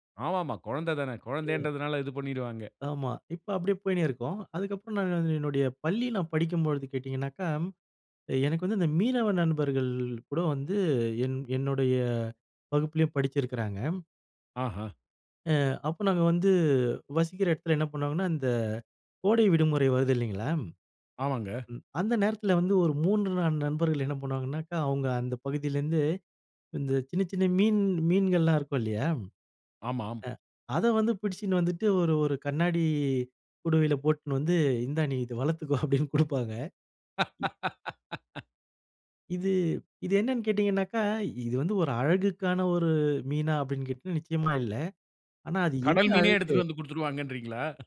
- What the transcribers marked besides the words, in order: other background noise; laughing while speaking: "இந்தா நீ இத வளர்த்துக்கோ அப்டின் குடுப்பாங்க"; laugh
- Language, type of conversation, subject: Tamil, podcast, பால்யகாலத்தில் நடந்த மறக்கமுடியாத ஒரு நட்பு நிகழ்வைச் சொல்ல முடியுமா?